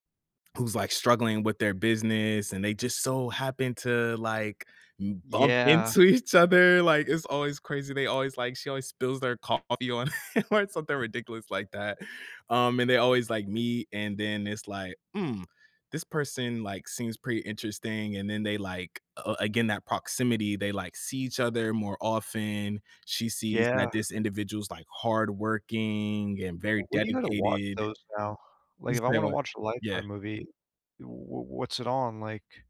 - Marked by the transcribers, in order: laughing while speaking: "each"; other background noise; laughing while speaking: "or"
- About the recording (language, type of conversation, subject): English, unstructured, How do movies influence the way you date, flirt, or imagine romance in real life?
- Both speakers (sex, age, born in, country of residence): male, 25-29, United States, United States; male, 30-34, United States, United States